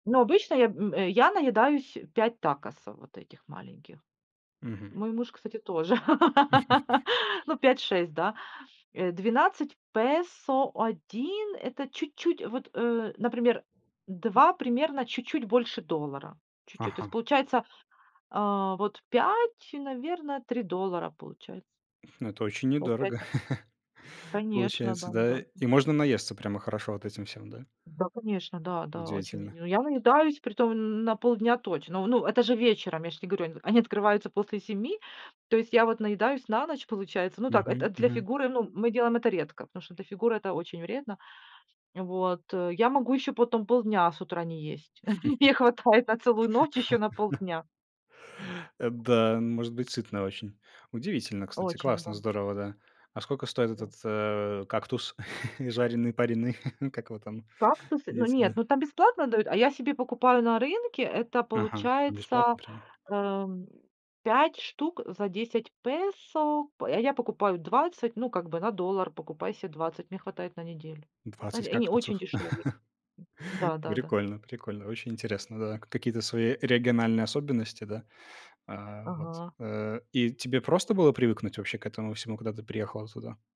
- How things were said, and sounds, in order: laugh; other background noise; laugh; tapping; laugh; laugh; chuckle; chuckle; chuckle
- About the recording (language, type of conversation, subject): Russian, podcast, Где в твоём районе можно вкусно и недорого перекусить?